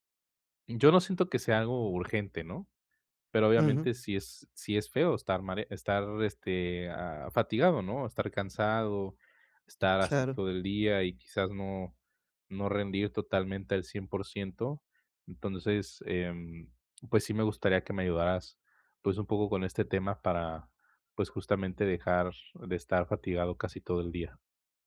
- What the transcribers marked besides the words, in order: none
- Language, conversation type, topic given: Spanish, advice, ¿Cómo puedo saber si estoy entrenando demasiado y si estoy demasiado cansado?